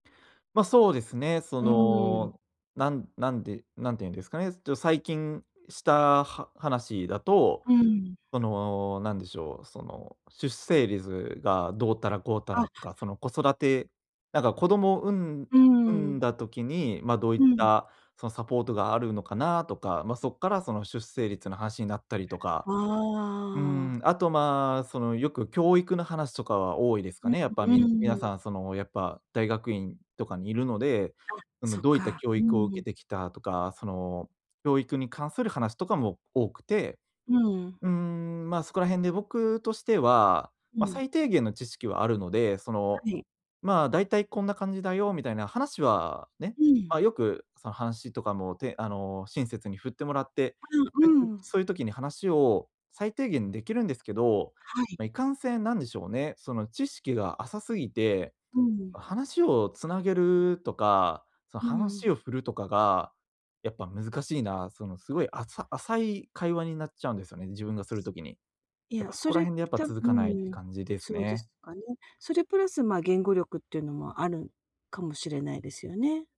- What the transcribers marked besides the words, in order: unintelligible speech; other noise; other background noise
- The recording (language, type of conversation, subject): Japanese, advice, グループの会話に入れないとき、どうすればいいですか？